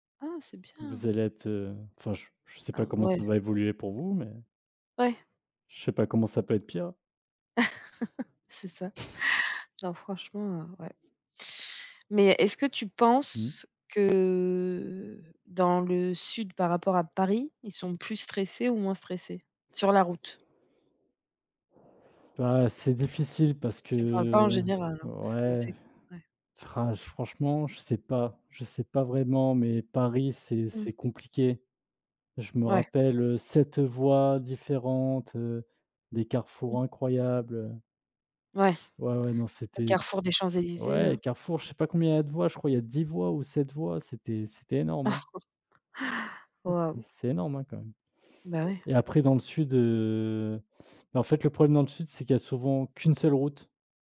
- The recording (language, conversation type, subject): French, unstructured, Qu’est-ce qui t’énerve dans le comportement des automobilistes ?
- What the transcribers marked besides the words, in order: chuckle; other background noise; chuckle